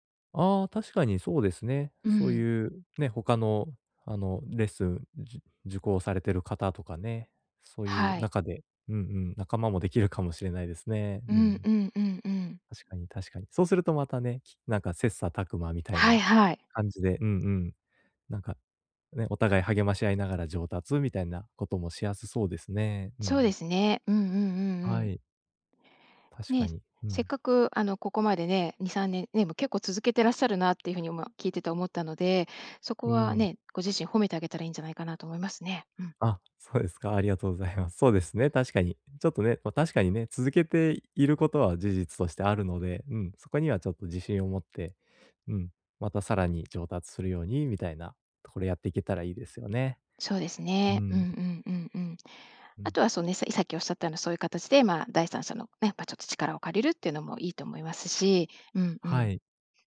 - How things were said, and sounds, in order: other noise
- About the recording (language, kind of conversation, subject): Japanese, advice, 短い時間で趣味や学びを効率よく進めるにはどうすればよいですか？